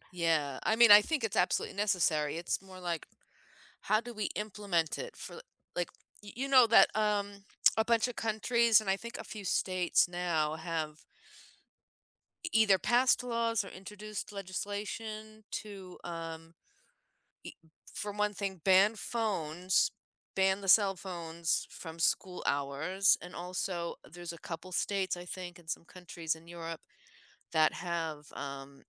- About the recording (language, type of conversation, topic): English, unstructured, Should schools teach more about mental health?
- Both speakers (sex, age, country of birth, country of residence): female, 20-24, United States, United States; female, 40-44, United States, United States
- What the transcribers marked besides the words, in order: other background noise